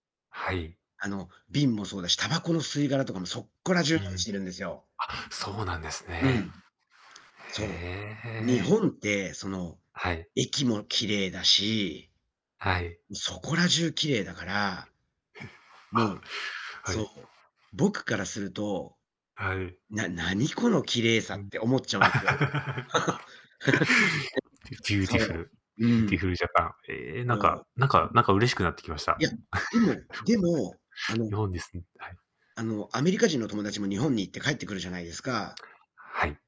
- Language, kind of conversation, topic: Japanese, unstructured, 旅先で心を動かされた体験を教えてくれませんか？
- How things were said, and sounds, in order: distorted speech; other background noise; tapping; chuckle; laugh; laugh; laugh; static